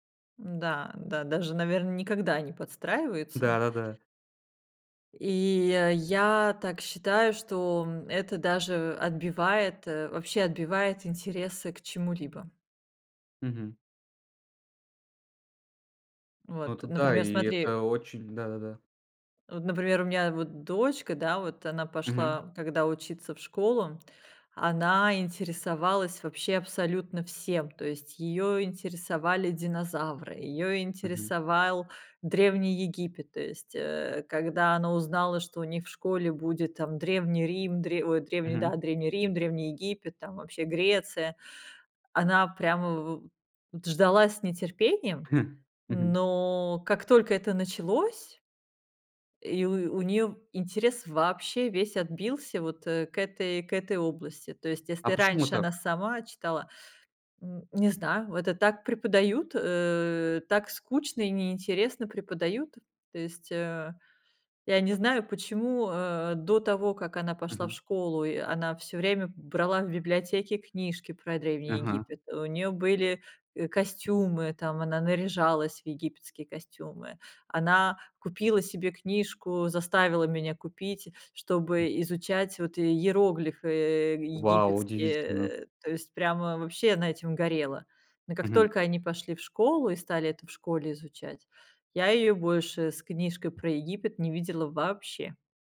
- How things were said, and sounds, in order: other background noise; tapping
- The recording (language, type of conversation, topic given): Russian, podcast, Что, по‑твоему, мешает учиться с удовольствием?